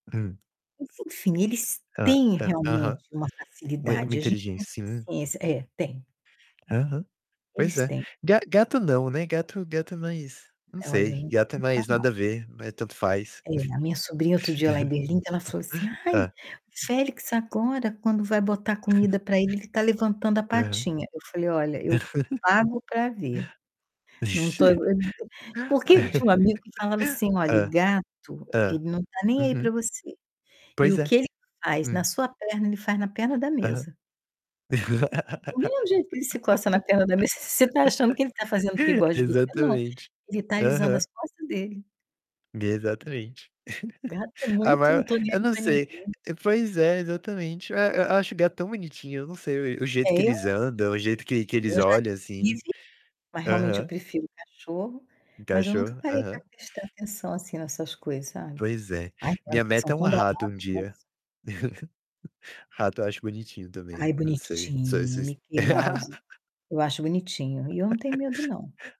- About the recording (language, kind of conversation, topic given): Portuguese, unstructured, Quais são os benefícios de brincar com os animais?
- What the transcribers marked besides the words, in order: tapping; distorted speech; chuckle; other background noise; chuckle; laughing while speaking: "Aham"; laugh; static; laugh; chuckle; chuckle; laugh